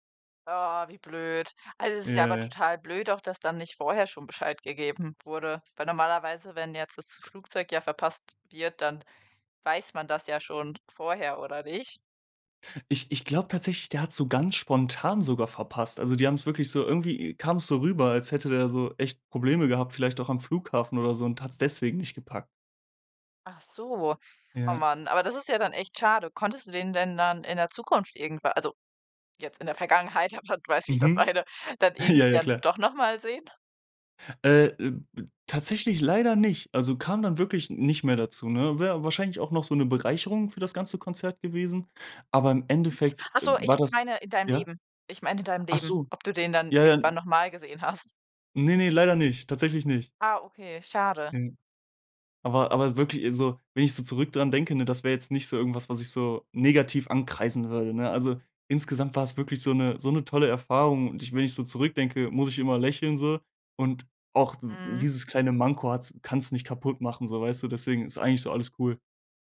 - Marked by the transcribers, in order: laughing while speaking: "Vergangenheit, ja, weiß wie ich das meine"; chuckle; "ankreiden" said as "ankreisen"
- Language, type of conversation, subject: German, podcast, Woran erinnerst du dich, wenn du an dein erstes Konzert zurückdenkst?